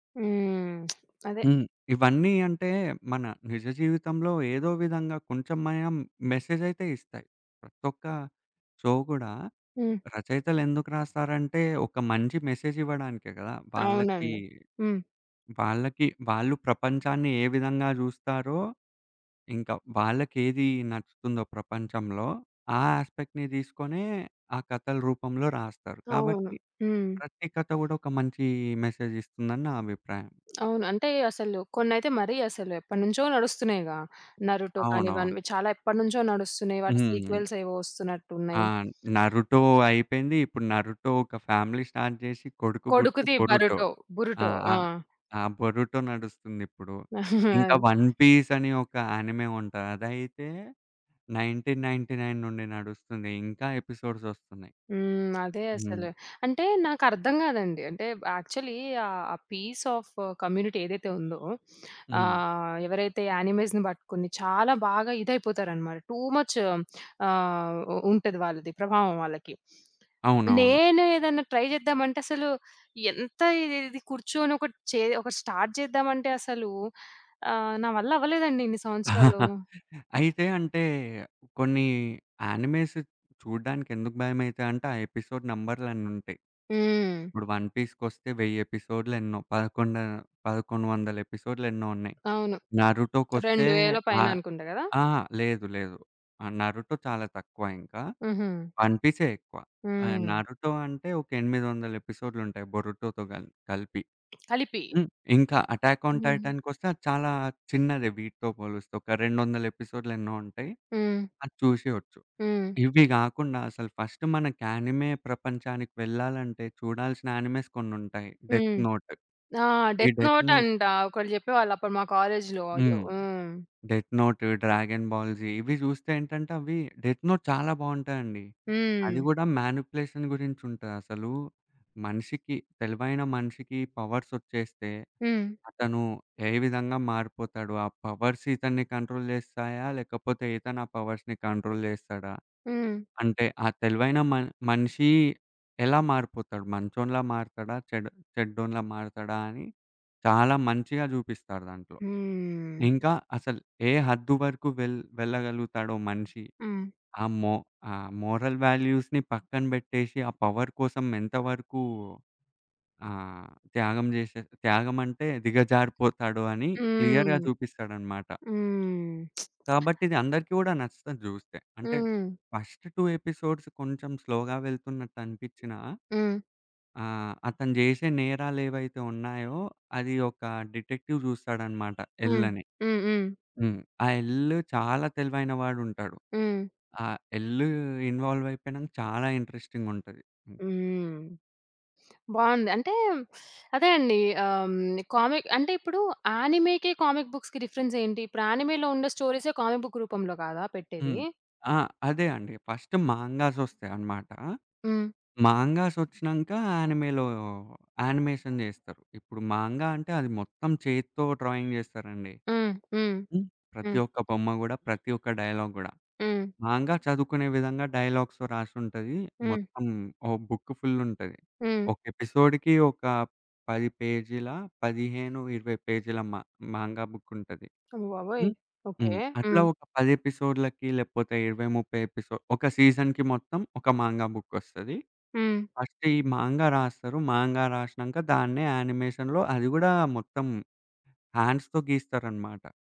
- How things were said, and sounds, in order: lip trill; in English: "మెసేజ్"; other background noise; in English: "మెసేజ్"; tapping; in English: "యాస్పెక్ట్‌ని"; in English: "మెసేజ్"; in English: "సీక్వెల్స్"; in English: "ఫ్యామిలీ స్టార్ట్"; chuckle; in English: "యానిమే"; in English: "నైన్టీన్ నైన్టీ నైన్"; in English: "ఎపిసోడ్స్"; in English: "యాక్చువల్లీ"; in English: "పీస్ ఆఫ్ కమ్యూనిటీ"; in English: "యానిమేస్‌ని"; in English: "టూ మచ్"; sniff; in English: "ట్రై"; in English: "స్టార్ట్"; chuckle; in English: "యానిమేస్"; in English: "ఎపిసోడ్"; in English: "ఫస్ట్"; in English: "యానిమే"; in English: "యానిమేస్"; in English: "మ్యానిప్యులేషన్"; in English: "పవర్స్"; in English: "పవర్స్"; in English: "కంట్రోల్"; in English: "పవర్స్‌ని కంట్రోల్"; in English: "మోరల్ వాల్యూస్‌ని"; in English: "పవర్"; horn; in English: "క్లియర్‌గా"; lip smack; in English: "ఫస్ట్ టూ ఎపిసోడ్స్"; in English: "స్లోగా"; in English: "డిటెక్టివ్"; in English: "ఇన్వాల్వ్"; in English: "ఇంట్రెస్టింగ్"; sniff; teeth sucking; in English: "కామిక్"; in English: "యానిమేకి, కామిక్ బుక్స్‌కి డిఫరెన్స్"; in English: "యానిమేలో"; in English: "కామిక్ బుక్"; in English: "ఫస్ట్"; in English: "యానిమేలో యానిమేషన్"; in English: "డ్రాయింగ్"; in English: "డైలాగ్"; in English: "డైలాగ్స్‌లో"; in English: "బుక్ ఫుల్"; in English: "ఎపిసోడ్‌కి"; in English: "ఎపిసోడ్‌లకి"; in English: "సీజన్‌కి"; in English: "ఫస్ట్"; in English: "యానిమేషన్‌లో"; in English: "హ్యాండ్స్‌తో"
- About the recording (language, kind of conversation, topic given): Telugu, podcast, కామిక్స్ లేదా కార్టూన్‌లలో మీకు ఏది ఎక్కువగా నచ్చింది?